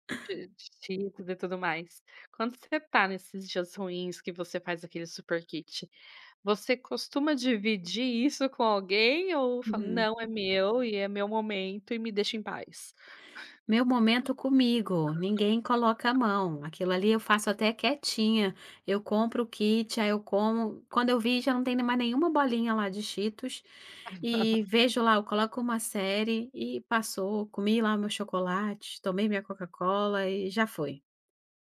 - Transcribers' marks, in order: other background noise; laugh
- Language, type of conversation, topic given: Portuguese, podcast, Que comida te conforta num dia ruim?